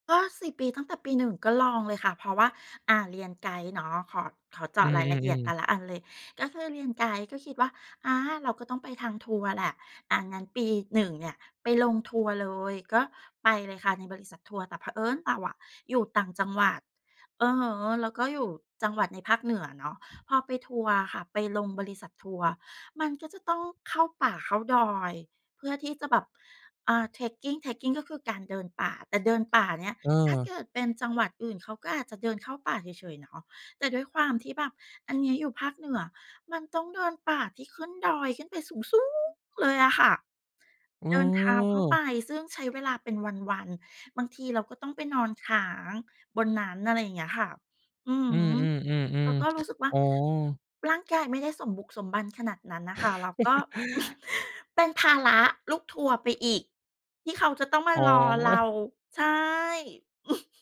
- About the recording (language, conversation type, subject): Thai, podcast, เล่าเหตุการณ์อะไรที่ทำให้คุณรู้สึกว่างานนี้ใช่สำหรับคุณ?
- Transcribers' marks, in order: tapping; stressed: "สูง ๆ"; chuckle; chuckle; chuckle